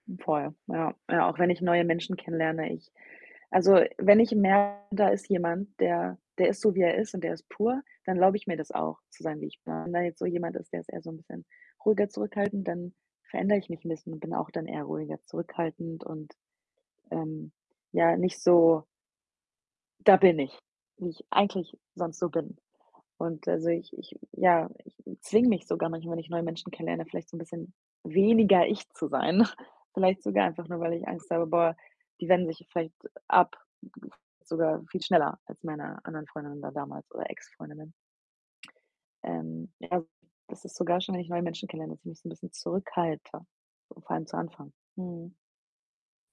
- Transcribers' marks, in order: distorted speech; other background noise; chuckle
- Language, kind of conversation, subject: German, advice, Wie kann ich trotz Angst vor Bewertung und Scheitern ins Tun kommen?